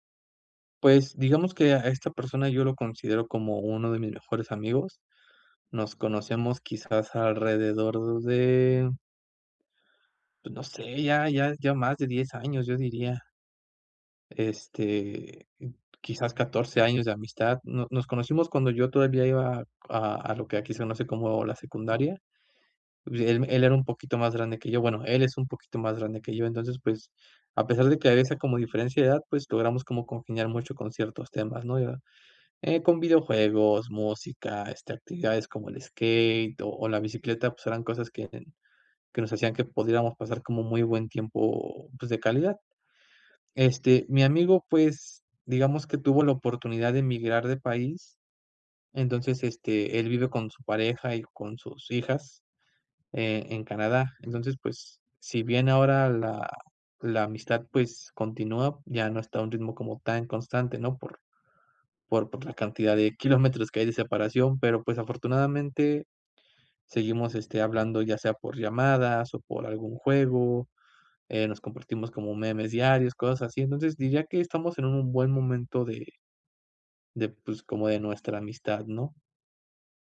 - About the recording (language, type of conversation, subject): Spanish, advice, ¿Cómo puedo expresar mis sentimientos con honestidad a mi amigo sin que terminemos peleando?
- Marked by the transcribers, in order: laughing while speaking: "kilómetros"